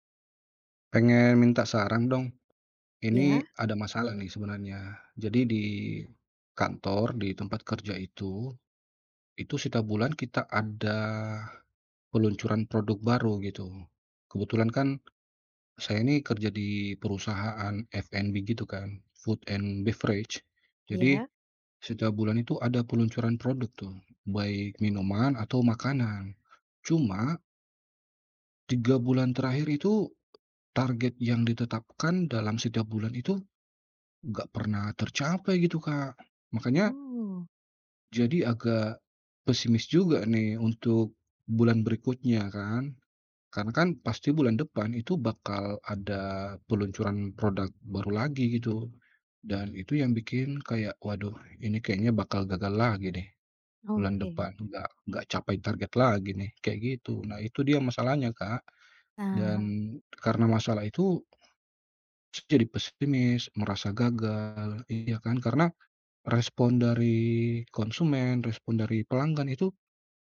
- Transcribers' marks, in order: tapping; in English: "food and beverage"; other background noise
- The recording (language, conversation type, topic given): Indonesian, advice, Bagaimana sebaiknya saya menyikapi perasaan gagal setelah peluncuran produk yang hanya mendapat sedikit respons?